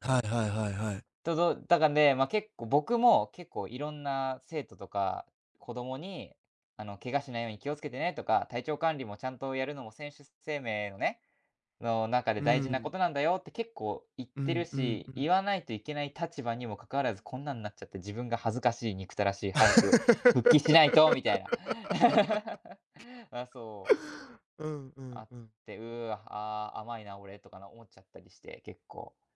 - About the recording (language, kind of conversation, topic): Japanese, advice, 病気やけがの影響で元の習慣に戻れないのではないかと不安を感じていますか？
- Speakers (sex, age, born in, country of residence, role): male, 20-24, Japan, Japan, advisor; male, 20-24, Japan, Japan, user
- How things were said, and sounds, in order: laugh; chuckle